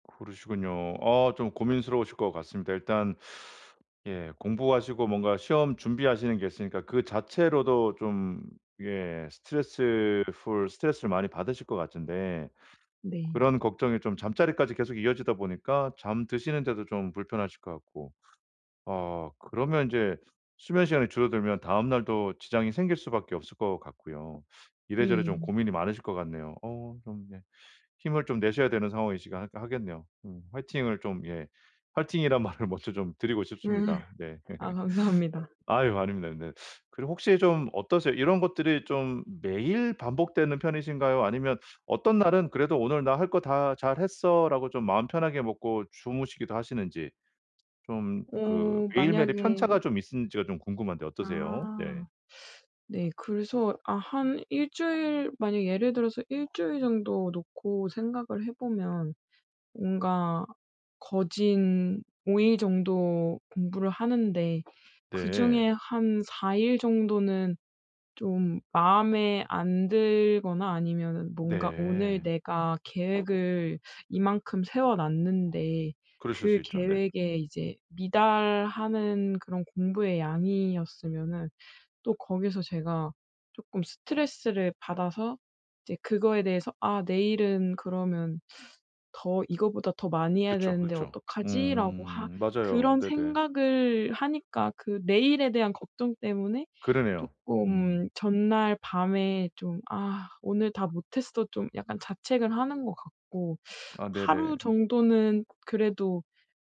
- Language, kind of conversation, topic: Korean, advice, 스트레스 때문에 잠이 잘 안 올 때 수면의 질을 어떻게 개선할 수 있나요?
- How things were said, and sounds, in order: teeth sucking; tapping; teeth sucking; "상황이시긴" said as "상황이시가"; laughing while speaking: "말을 먼저 좀"; laugh; teeth sucking; "있으신지가" said as "있은지가"; teeth sucking; teeth sucking; teeth sucking